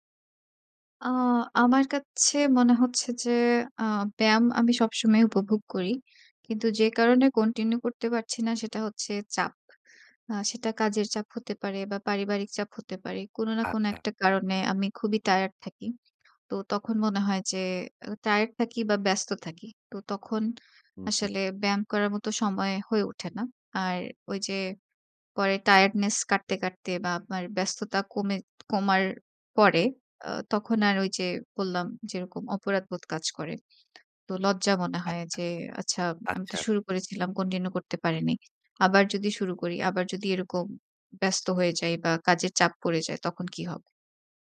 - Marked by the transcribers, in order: none
- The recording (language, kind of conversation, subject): Bengali, advice, ব্যায়াম মিস করলে কি আপনার অপরাধবোধ বা লজ্জা অনুভূত হয়?